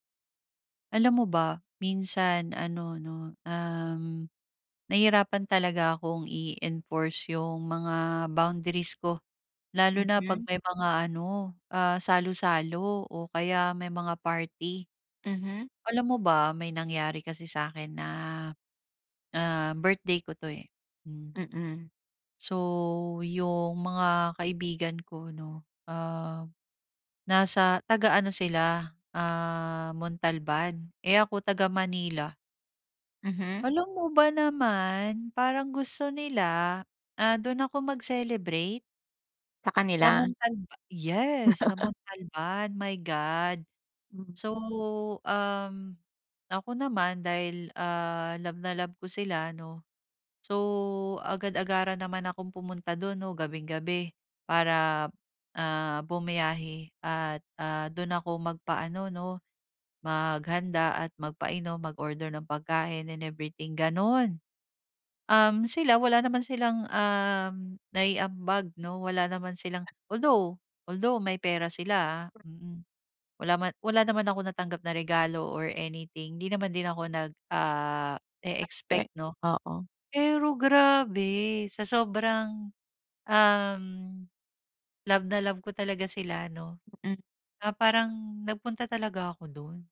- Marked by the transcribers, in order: fan; wind; tapping
- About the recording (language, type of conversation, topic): Filipino, advice, Paano ako magtatakda ng personal na hangganan sa mga party?